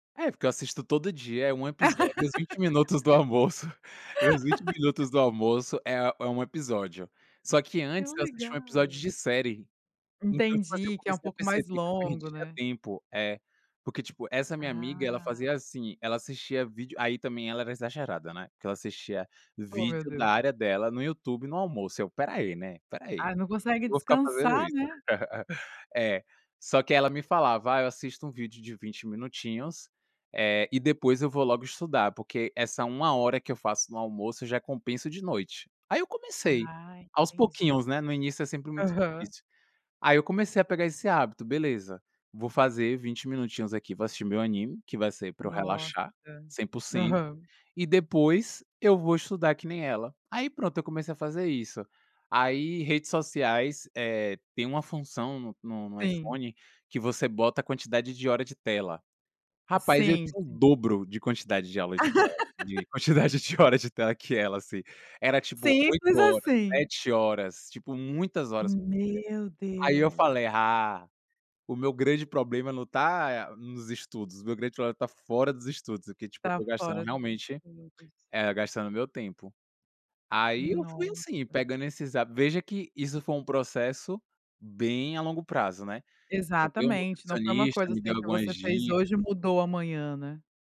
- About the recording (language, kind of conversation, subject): Portuguese, podcast, Qual pequeno hábito mais transformou a sua vida?
- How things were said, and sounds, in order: laugh; laugh; chuckle; laugh; tapping; laugh; laughing while speaking: "de quantidade de horas de"